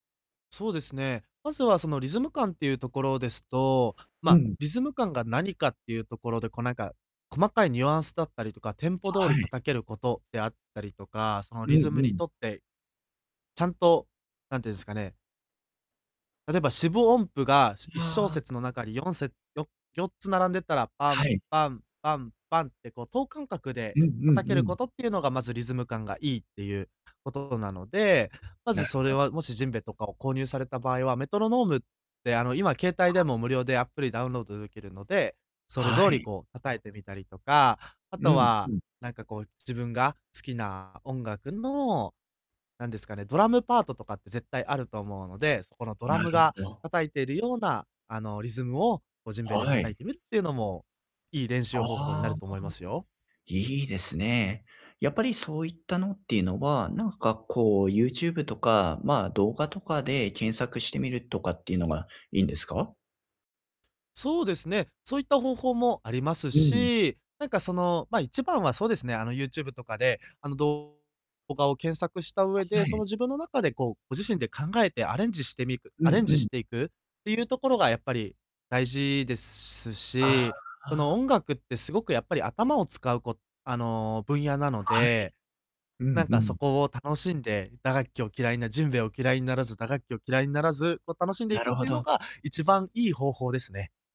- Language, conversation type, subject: Japanese, advice, 新しい趣味や挑戦を始めるのが怖いとき、どうすれば一歩踏み出せますか？
- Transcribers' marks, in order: static; tapping; distorted speech; "ジェンベ" said as "ジンベ"; "ジェンベ" said as "ジンベ"